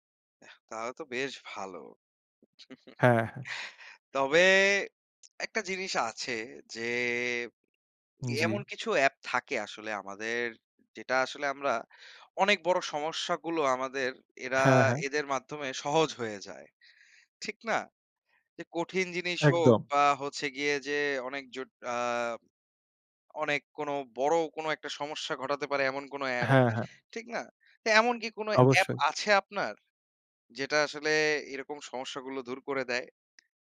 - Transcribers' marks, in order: chuckle
- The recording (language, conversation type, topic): Bengali, unstructured, অ্যাপগুলি আপনার জীবনে কোন কোন কাজ সহজ করেছে?